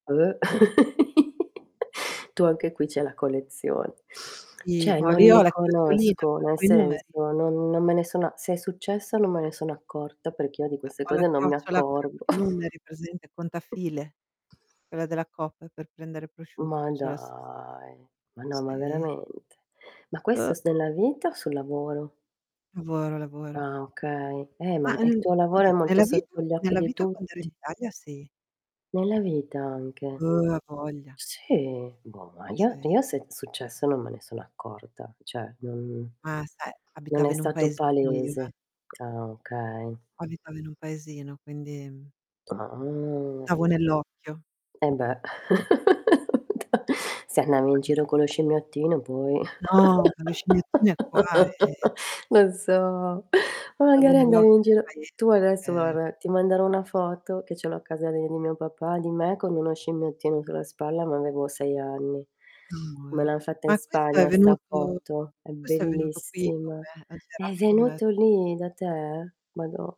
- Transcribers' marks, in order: other noise; laugh; tapping; "Cioè" said as "ceh"; distorted speech; chuckle; mechanical hum; "cioè" said as "ceh"; drawn out: "dai"; static; "cioè" said as "ceh"; drawn out: "Ahn"; chuckle; laughing while speaking: "da"; unintelligible speech; laugh; "guarda" said as "guarra"; other background noise
- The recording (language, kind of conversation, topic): Italian, unstructured, Come affronti le critiche costruttive nella tua vita?